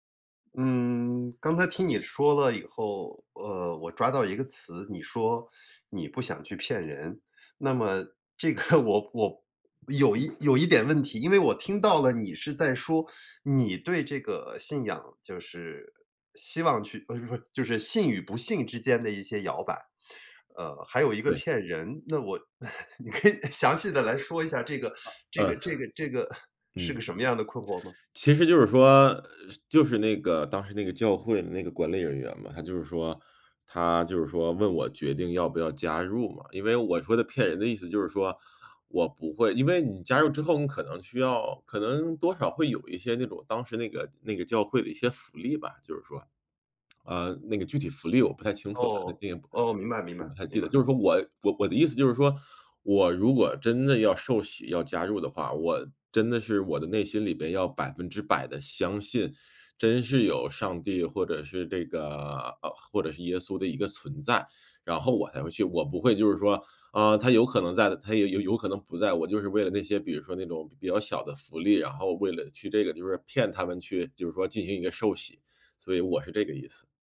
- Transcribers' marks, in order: laughing while speaking: "这个"; grunt; laugh; laughing while speaking: "你可以详细地"; chuckle
- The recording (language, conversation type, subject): Chinese, advice, 你为什么会对自己的信仰或价值观感到困惑和怀疑？